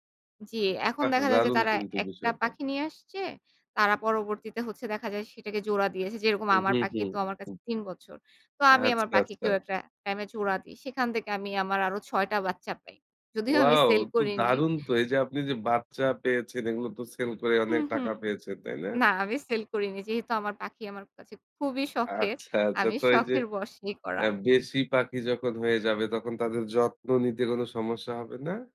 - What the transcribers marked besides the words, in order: other background noise
- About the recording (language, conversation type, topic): Bengali, podcast, তুমি যে শখ নিয়ে সবচেয়ে বেশি উচ্ছ্বসিত, সেটা কীভাবে শুরু করেছিলে?